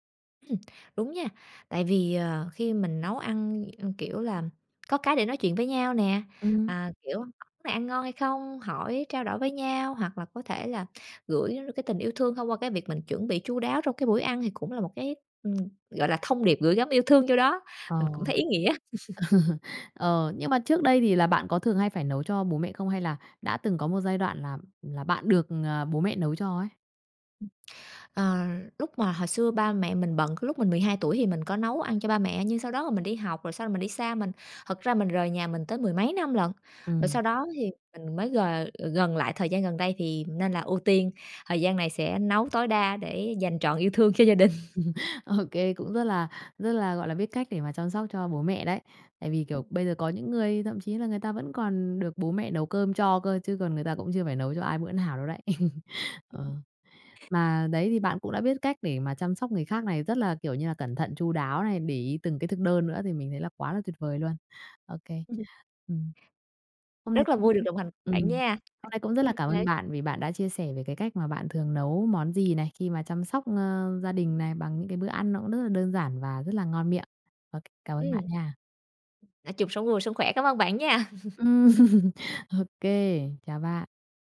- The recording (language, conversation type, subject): Vietnamese, podcast, Bạn thường nấu món gì khi muốn chăm sóc ai đó bằng một bữa ăn?
- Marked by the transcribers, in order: laugh; tapping; laughing while speaking: "gia đình"; laugh; other noise; laughing while speaking: "nào"; laugh; other background noise; unintelligible speech; laugh; laughing while speaking: "Ừm"